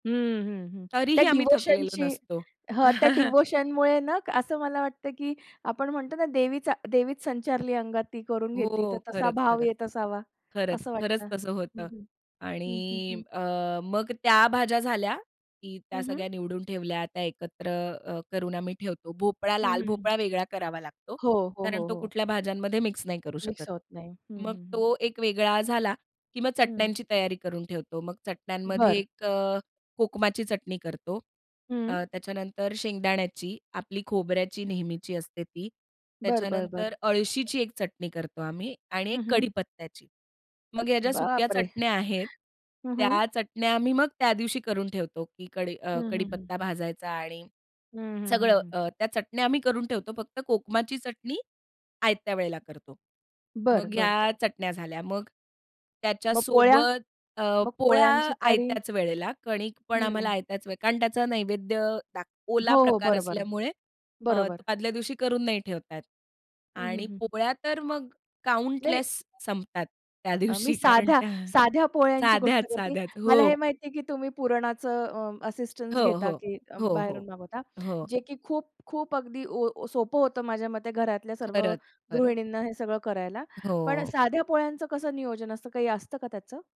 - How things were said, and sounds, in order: in English: "डिव्होशनची"; in English: "डिव्होशनमुळे"; chuckle; other background noise; tapping; in English: "काउंटलेस"; laughing while speaking: "त्या दिवशी"
- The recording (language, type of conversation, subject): Marathi, podcast, मोठ्या मेजबानीसाठी जेवणाचे नियोजन कसे करावे?